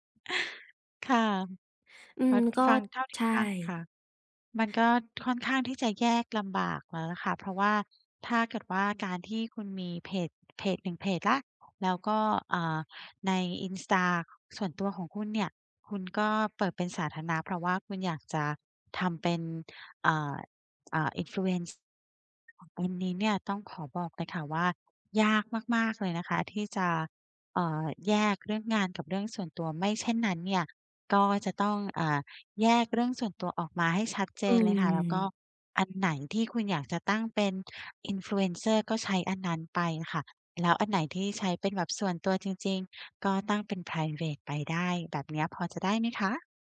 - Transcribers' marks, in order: other background noise; tapping
- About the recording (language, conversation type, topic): Thai, advice, ฉันควรเริ่มอย่างไรเพื่อแยกงานกับชีวิตส่วนตัวให้ดีขึ้น?